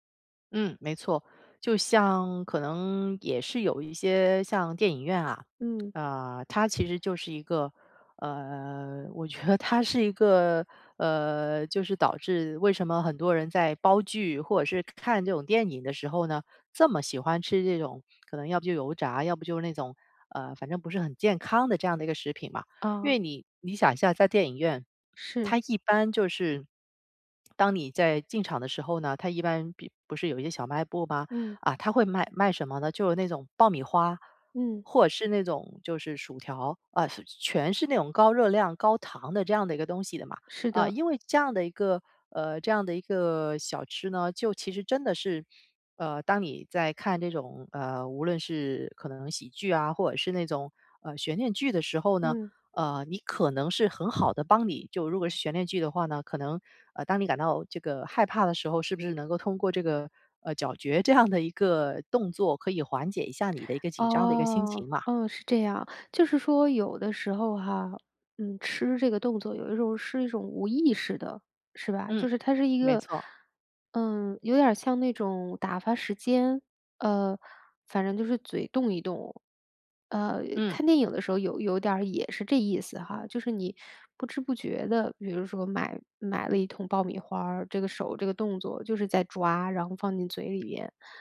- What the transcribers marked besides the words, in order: other background noise; lip smack; "咀嚼" said as "搅嚼"
- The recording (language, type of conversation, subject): Chinese, podcast, 你平常如何区分饥饿和只是想吃东西？